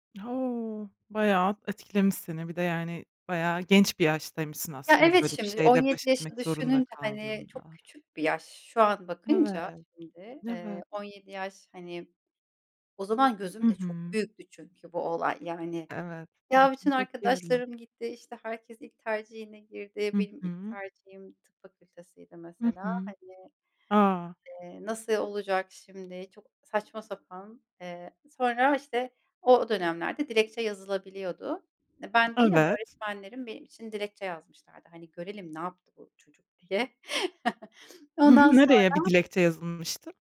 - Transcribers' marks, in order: other background noise; tapping; chuckle
- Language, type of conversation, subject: Turkish, podcast, Başarısızlıktan sonra nasıl toparlanırsın?